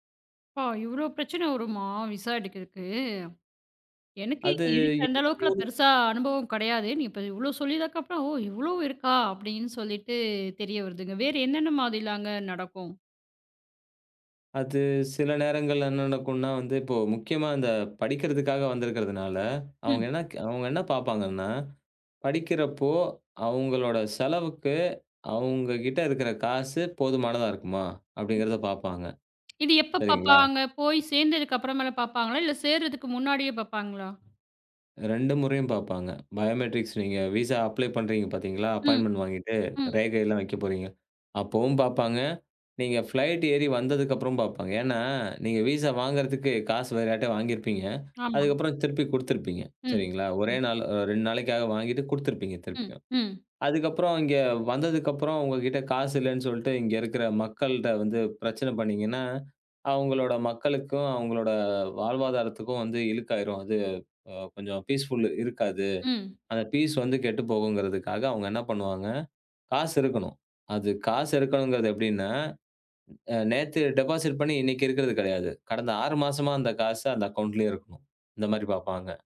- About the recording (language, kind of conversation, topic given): Tamil, podcast, விசா பிரச்சனை காரணமாக உங்கள் பயணம் பாதிக்கப்பட்டதா?
- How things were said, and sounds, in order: in English: "விசா"; unintelligible speech; other noise; in English: "பயோமெட்ரிக்ஸ்"; in English: "விசா அப்ளை"; in English: "அப்பாய்ண்ட்மென்ட்"; in English: "பிளைட்"; in English: "விசா"; in English: "பீஸ்ஃபுல்"; in English: "பீஸ்"; in English: "டெபாசிட்"; in English: "அக்கவுண்ட்லயே"